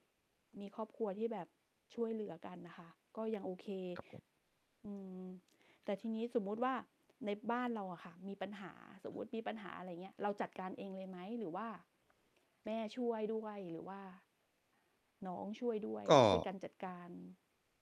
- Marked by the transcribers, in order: static; distorted speech
- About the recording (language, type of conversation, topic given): Thai, unstructured, อะไรคือสิ่งที่ทำให้คุณรู้สึกใกล้ชิดกับครอบครัวมากขึ้น?